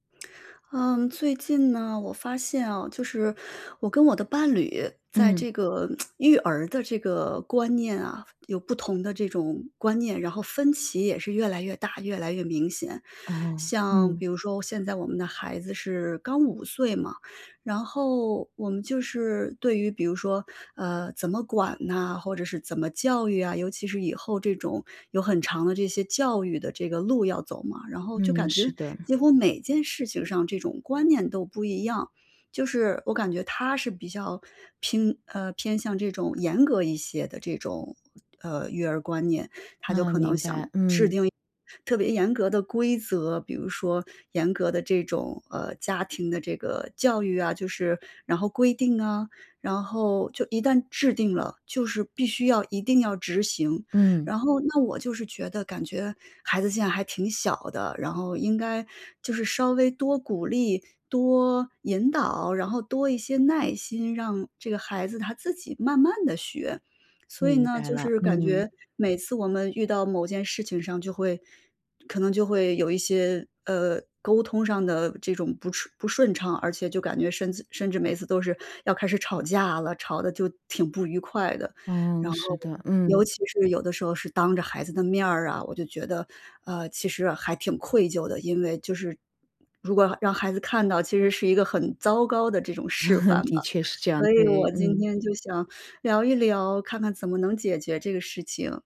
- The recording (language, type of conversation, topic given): Chinese, advice, 如何在育儿观念分歧中与配偶开始磨合并达成共识？
- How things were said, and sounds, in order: inhale; lip smack; laugh; teeth sucking